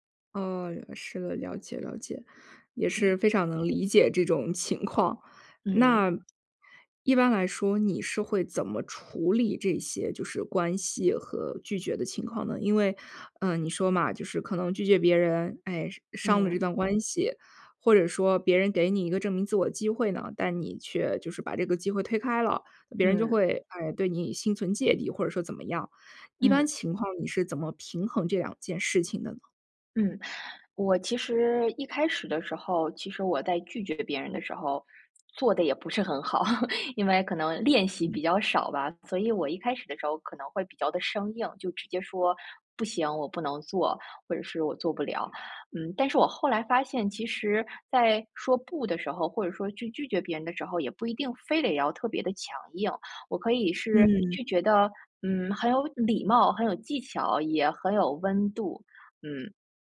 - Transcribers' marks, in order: chuckle
- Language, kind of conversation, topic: Chinese, podcast, 你是怎么学会说“不”的？